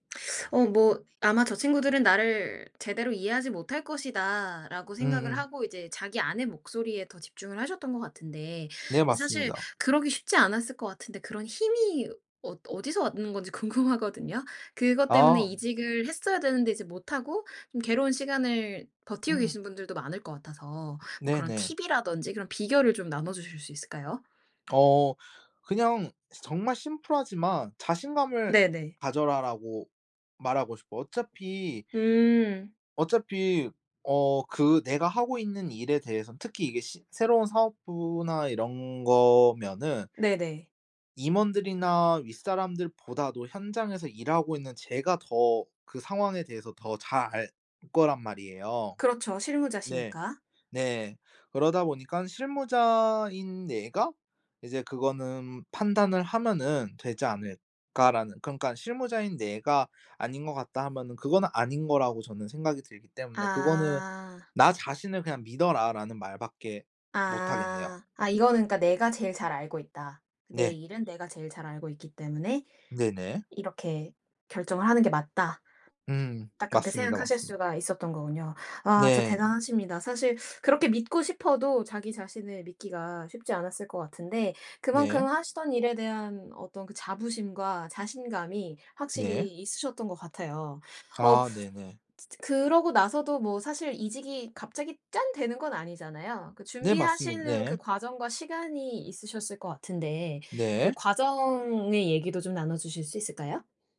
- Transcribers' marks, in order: teeth sucking; laughing while speaking: "궁금하거든요"; other background noise; tapping
- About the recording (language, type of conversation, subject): Korean, podcast, 직업을 바꾸게 된 계기가 무엇이었나요?